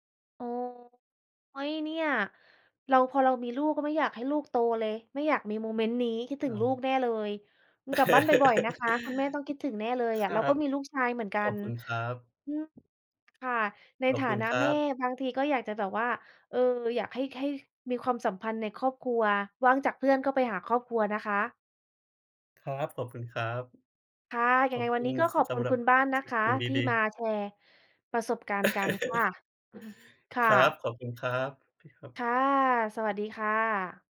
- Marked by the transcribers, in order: other background noise; laugh; tapping; laugh; chuckle
- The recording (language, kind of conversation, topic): Thai, unstructured, กิจกรรมอะไรที่คุณชอบทำกับเพื่อนหรือครอบครัวมากที่สุด?